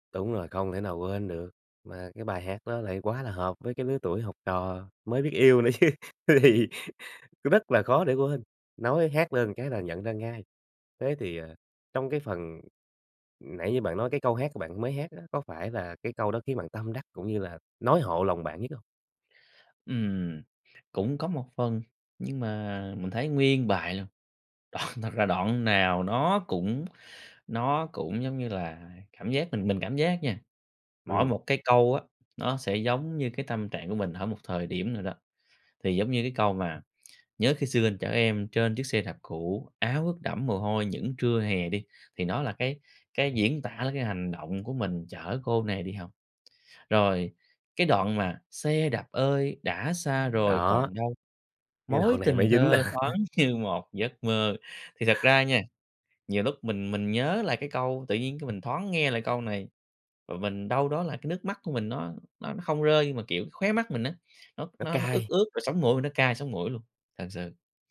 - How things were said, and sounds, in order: laughing while speaking: "nữa chứ, th thì"; tapping; laughing while speaking: "đoạn"; other background noise; laughing while speaking: "như"; laughing while speaking: "nà"
- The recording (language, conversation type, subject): Vietnamese, podcast, Bài hát nào luôn chạm đến trái tim bạn mỗi khi nghe?